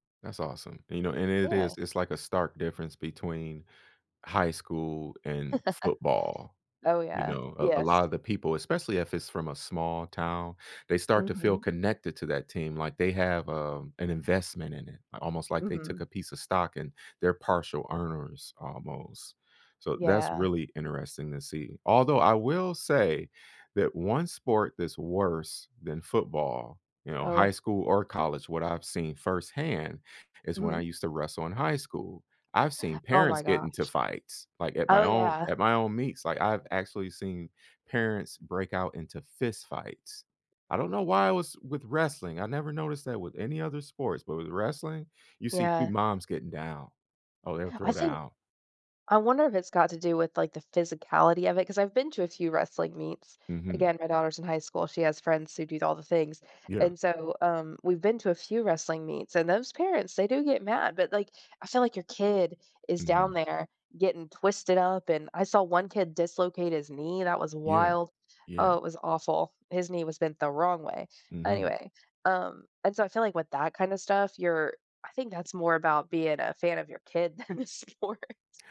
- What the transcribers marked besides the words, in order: chuckle; gasp; laughing while speaking: "than a sport"
- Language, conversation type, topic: English, unstructured, Which small game-day habits should I look for to spot real fans?
- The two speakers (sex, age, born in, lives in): female, 35-39, Germany, United States; male, 40-44, United States, United States